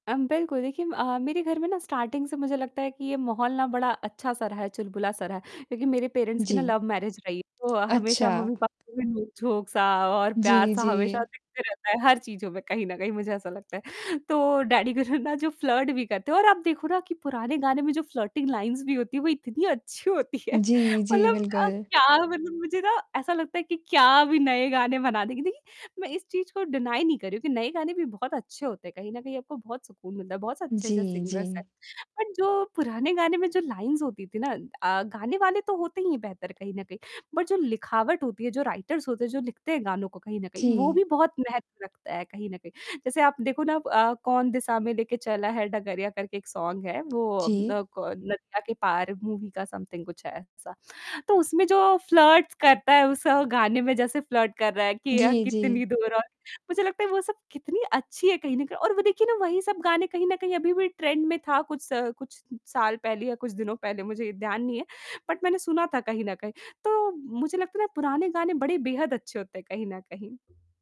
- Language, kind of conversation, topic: Hindi, podcast, परिवार का संगीत आपकी पसंद को कैसे प्रभावित करता है?
- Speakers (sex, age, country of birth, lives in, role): female, 20-24, India, India, guest; female, 20-24, India, India, host
- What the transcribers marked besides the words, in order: in English: "स्टार्टिंग"; static; in English: "पेरेंट्स"; in English: "लव मैरिज"; distorted speech; unintelligible speech; in English: "फ्लर्ट"; in English: "फ्लर्टिंग लाइन्स"; laughing while speaking: "अच्छी होती है"; in English: "डिनाइ"; in English: "सिंगर्स"; in English: "बट"; in English: "बट"; in English: "राइटर्स"; in English: "सॉन्ग"; in English: "मूवी"; in English: "सम्थिंग"; in English: "फ्लर्ट्स"; in English: "फ्लर्ट"; in English: "ट्रेंड"; in English: "बट"